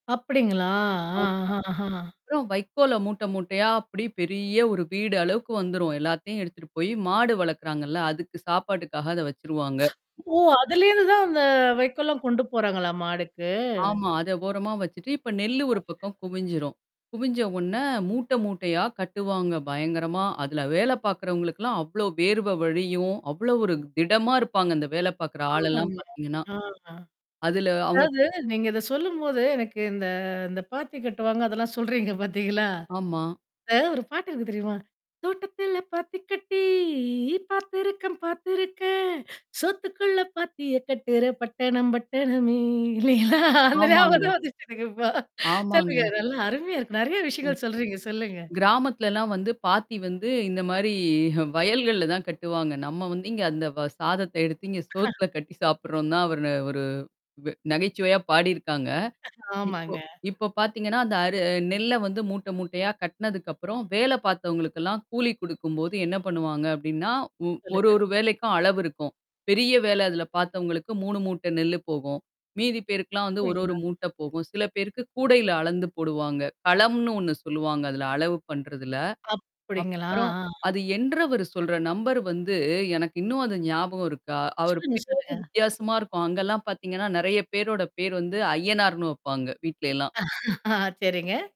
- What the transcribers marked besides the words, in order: tapping; distorted speech; other noise; mechanical hum; other background noise; static; singing: "தோட்டத்துல பாத்தி கட்டி பார்த்திருக்கன், பார்த்திருக்கன்! சோத்துக்குள்ள பாத்திய கட்டுற பட்டணம் பட்டணமே!"; laugh; laugh; laugh
- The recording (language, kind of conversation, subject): Tamil, podcast, அறுவடை காலத்தை நினைக்கும்போது உங்களுக்கு என்னென்ன நினைவுகள் மனதில் எழுகின்றன?